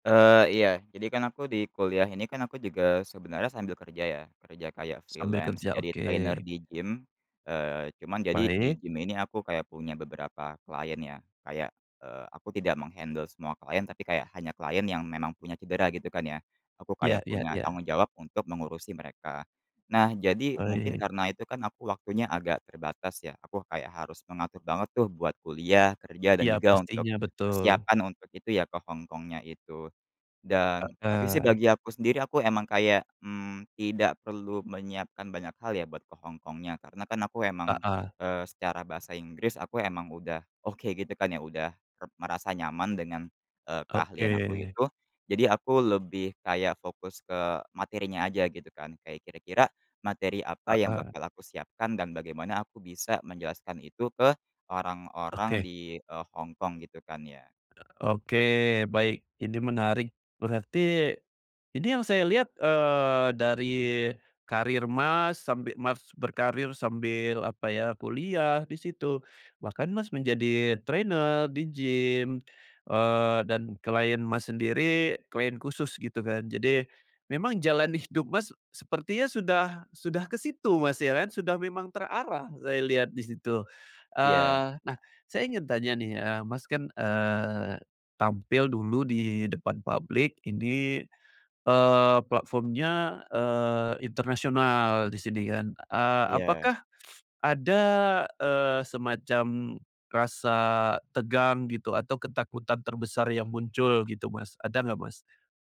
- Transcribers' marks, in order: in English: "freelance"; in English: "trainer"; in English: "meng-handle"; in English: "trainer"
- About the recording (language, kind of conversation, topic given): Indonesian, podcast, Apa pengalamanmu saat ada kesempatan yang datang tiba-tiba?